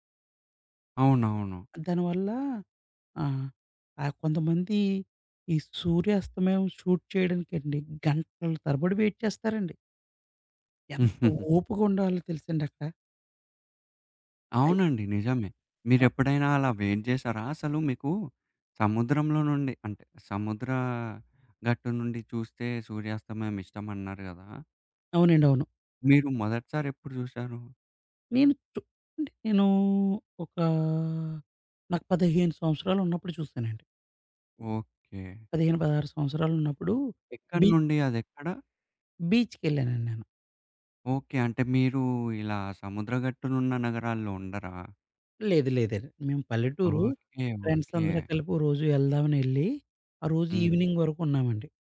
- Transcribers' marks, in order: in English: "షూట్"; in English: "వెయిట్"; stressed: "ఎంత"; giggle; in English: "వెయిట్"; in English: "ఈవినింగ్"
- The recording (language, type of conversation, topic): Telugu, podcast, సూర్యాస్తమయం చూసిన తర్వాత మీ దృష్టికోణంలో ఏ మార్పు వచ్చింది?